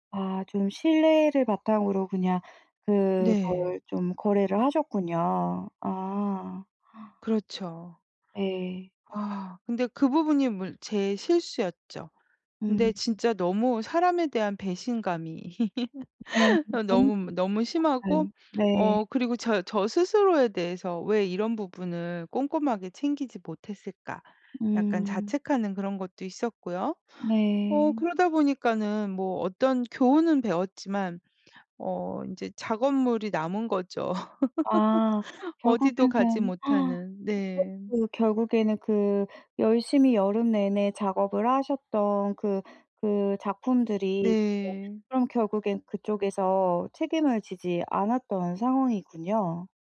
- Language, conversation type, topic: Korean, advice, 내 일상에서 의미를 어떻게 찾기 시작할 수 있을까요?
- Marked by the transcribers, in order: other background noise; laugh; unintelligible speech; laugh; gasp; unintelligible speech